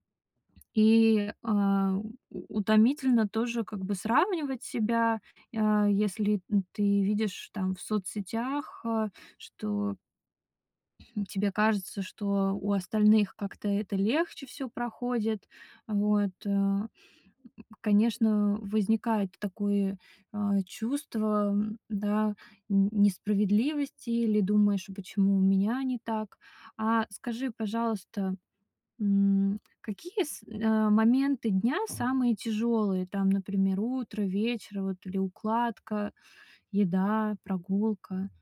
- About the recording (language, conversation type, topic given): Russian, advice, Как справиться с постоянным напряжением и невозможностью расслабиться?
- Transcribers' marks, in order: tapping